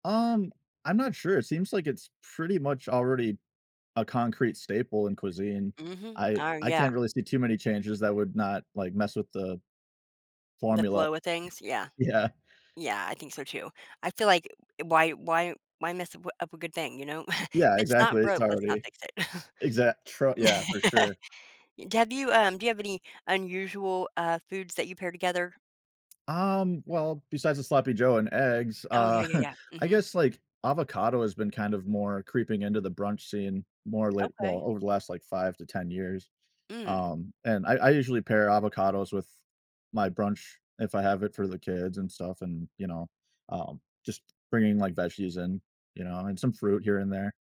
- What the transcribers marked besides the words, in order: chuckle; laughing while speaking: "Yeah"; chuckle; chuckle; laugh; chuckle; other background noise
- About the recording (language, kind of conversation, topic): English, unstructured, How has your personal taste in brunch evolved over the years, and what do you think influenced that change?
- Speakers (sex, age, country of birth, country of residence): female, 45-49, United States, United States; male, 35-39, United States, United States